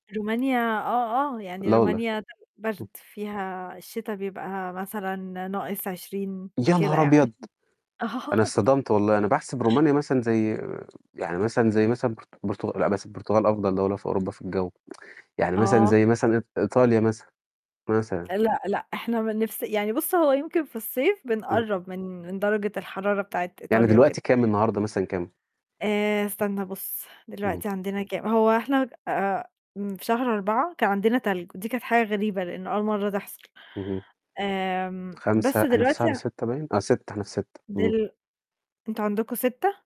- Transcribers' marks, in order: unintelligible speech; chuckle; laughing while speaking: "آه"; tapping; other background noise; tsk
- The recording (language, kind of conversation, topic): Arabic, unstructured, إيه رأيك في اللي بيستخدم العاطفة عشان يقنع غيره؟